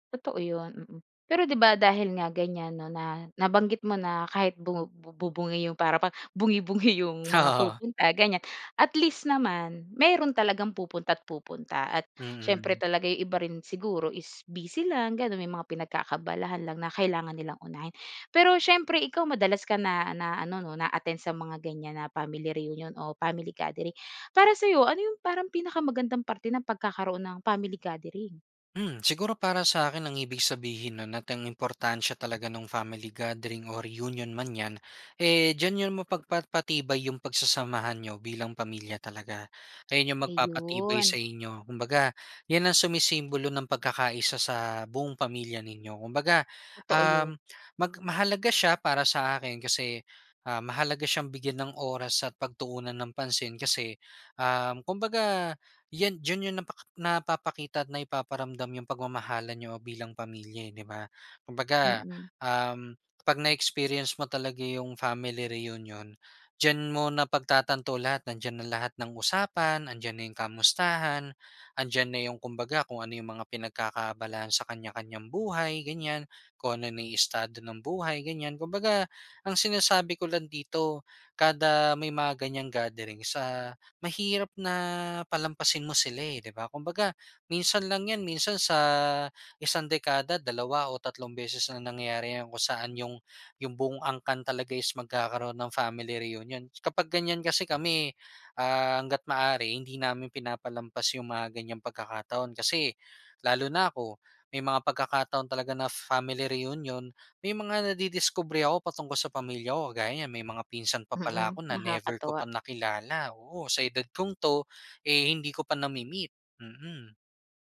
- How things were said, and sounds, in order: laughing while speaking: "bungi-bungi 'yong"; laughing while speaking: "Oo"
- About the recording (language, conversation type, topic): Filipino, podcast, Ano ang pinaka-hindi mo malilimutang pagtitipon ng pamilya o reunion?